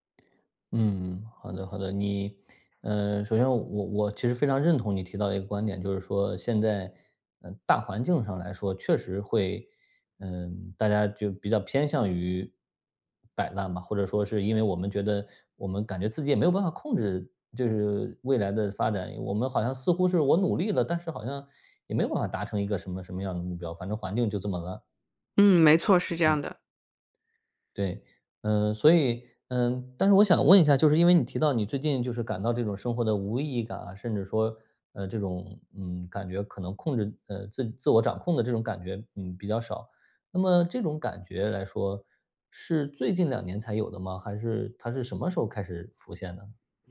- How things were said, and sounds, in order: none
- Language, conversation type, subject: Chinese, advice, 我该如何确定一个既有意义又符合我的核心价值观的目标？